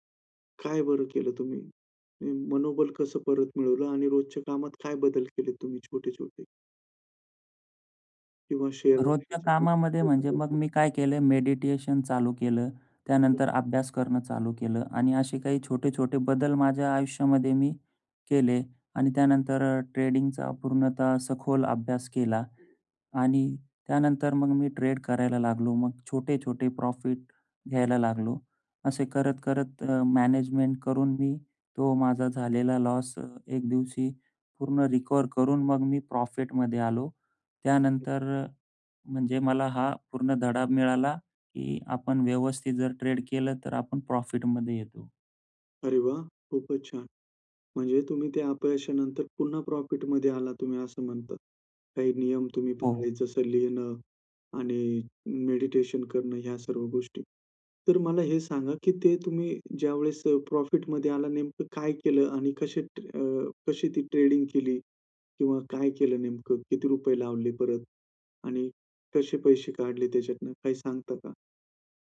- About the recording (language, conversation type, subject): Marathi, podcast, कामात अपयश आलं तर तुम्ही काय शिकता?
- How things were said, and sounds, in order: in English: "शेअर"; unintelligible speech; unintelligible speech; in English: "ट्रेडिंगचा"; in English: "ट्रेड"; other noise; in English: "ट्रेड"; in English: "ट्रेडिंग"